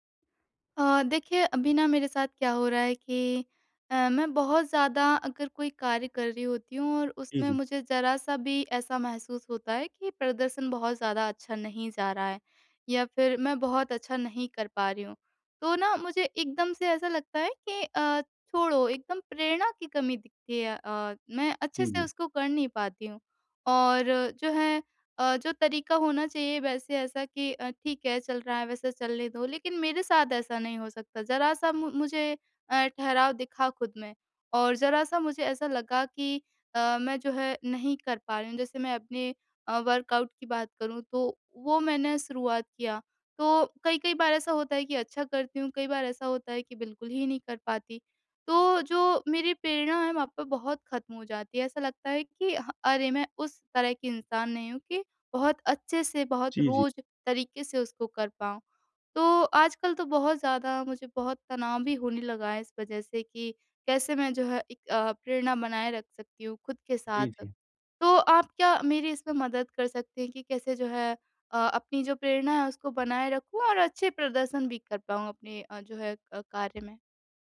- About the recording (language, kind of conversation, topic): Hindi, advice, प्रदर्शन में ठहराव के बाद फिर से प्रेरणा कैसे पाएं?
- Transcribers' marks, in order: in English: "वर्कआउट"